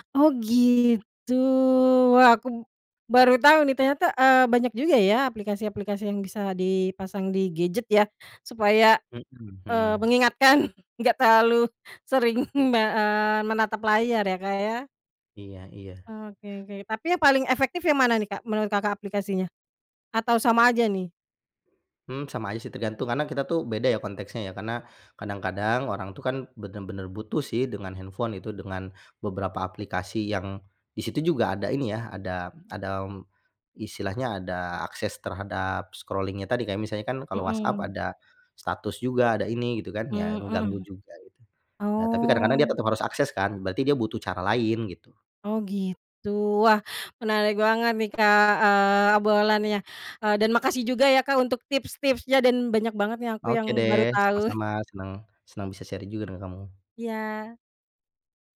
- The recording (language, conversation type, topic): Indonesian, podcast, Apa cara kamu membatasi waktu layar agar tidak kecanduan gawai?
- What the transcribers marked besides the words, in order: drawn out: "gitu"; laughing while speaking: "mengingatkan nggak terlalu sering me eee"; other background noise; in English: "scrolling-nya"; chuckle; in English: "sharing"